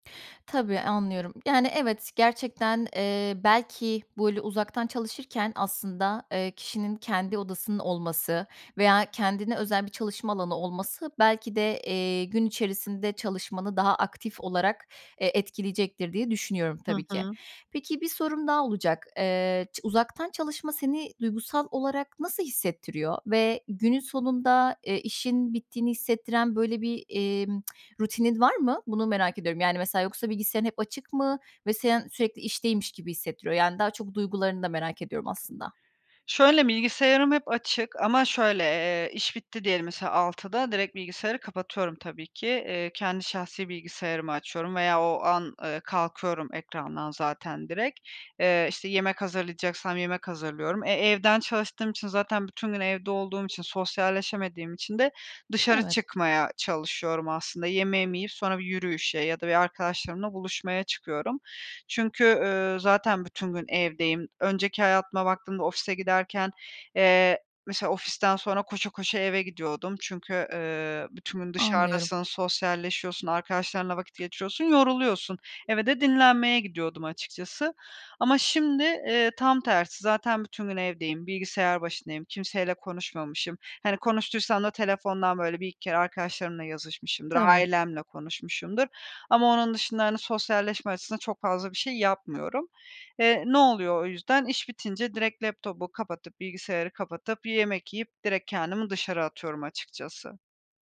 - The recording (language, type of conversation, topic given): Turkish, advice, Uzaktan çalışmaya geçiş sürecinizde iş ve ev sorumluluklarınızı nasıl dengeliyorsunuz?
- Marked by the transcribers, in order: other background noise; tapping; tsk